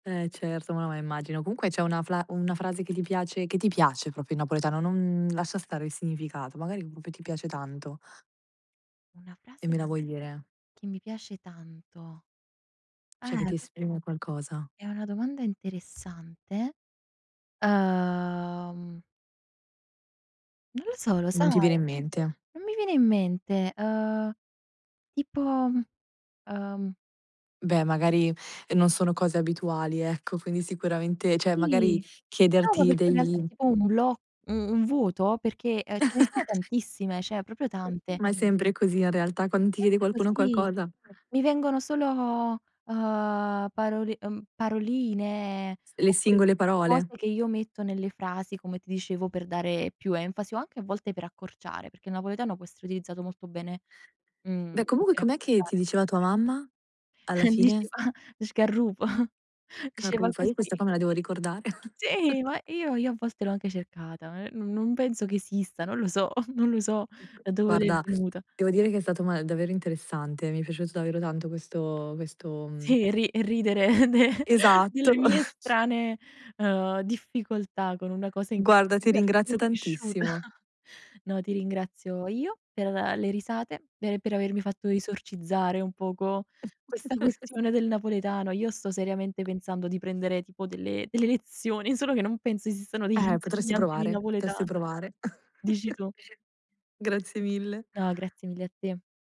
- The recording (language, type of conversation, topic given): Italian, podcast, Che ruolo hanno l’italiano e il dialetto in casa vostra?
- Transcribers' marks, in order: tapping; other background noise; "Cioè" said as "ceh"; "cioè" said as "ceh"; chuckle; "cioè" said as "ceh"; background speech; chuckle; laughing while speaking: "Diceva sgarrupo, diceva così"; chuckle; chuckle; chuckle; laughing while speaking: "de"; chuckle; chuckle; chuckle; chuckle